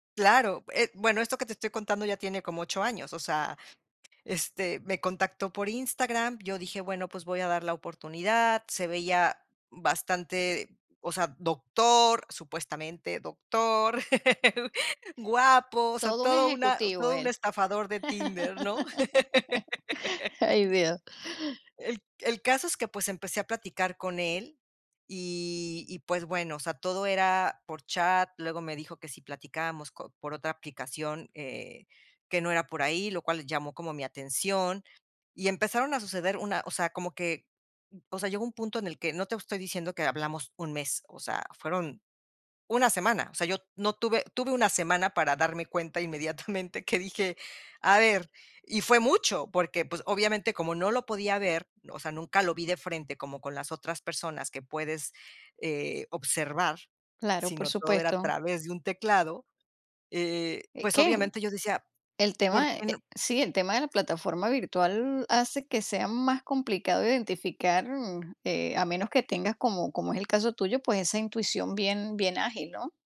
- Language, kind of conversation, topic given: Spanish, podcast, ¿Qué papel juega la intuición al elegir una pareja o una amistad?
- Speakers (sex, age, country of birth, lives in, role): female, 55-59, Mexico, Mexico, guest; female, 55-59, Venezuela, United States, host
- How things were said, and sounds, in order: other background noise; laugh; laugh; other noise; laughing while speaking: "inmediatamente"; tapping